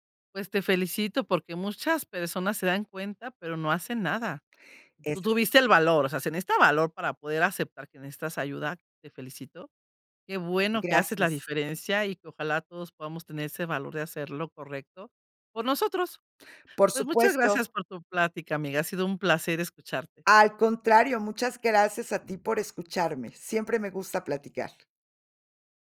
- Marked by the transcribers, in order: unintelligible speech; other background noise
- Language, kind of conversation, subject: Spanish, podcast, ¿Cuándo decides pedir ayuda profesional en lugar de a tus amigos?